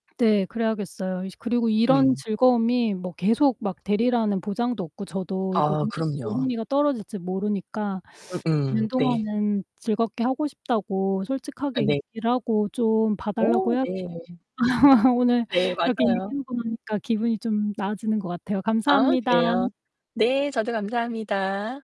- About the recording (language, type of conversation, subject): Korean, advice, 운동 시간 때문에 가족이나 친구와 갈등이 생겼을 때 어떻게 해결하면 좋을까요?
- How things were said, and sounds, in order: other background noise; distorted speech; unintelligible speech; laugh; tapping